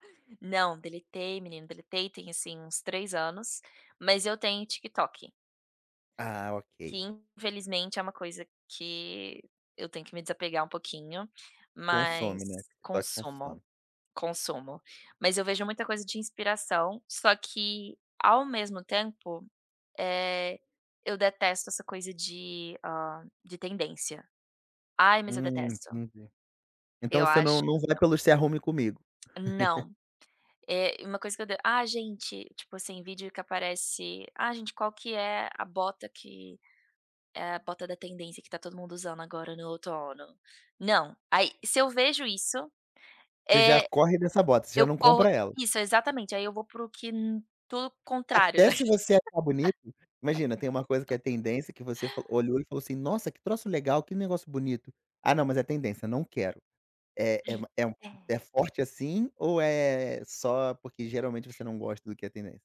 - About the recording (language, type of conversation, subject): Portuguese, podcast, Como você encontra inspiração para o seu visual no dia a dia?
- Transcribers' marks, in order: chuckle; laugh